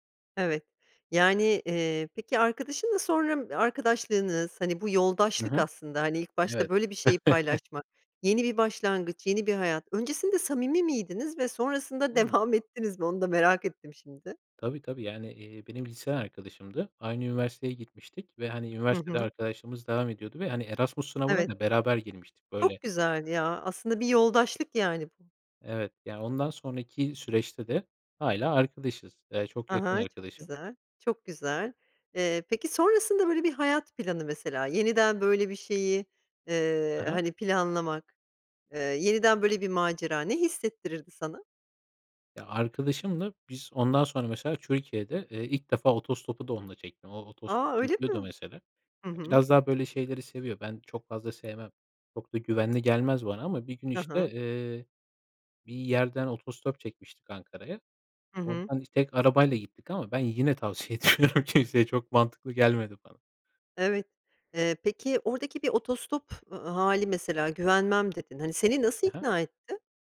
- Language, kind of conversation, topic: Turkish, podcast, En unutulmaz seyahat deneyimini anlatır mısın?
- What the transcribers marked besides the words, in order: chuckle; laughing while speaking: "devam"; unintelligible speech; tapping; laughing while speaking: "etmiyorum kimseye"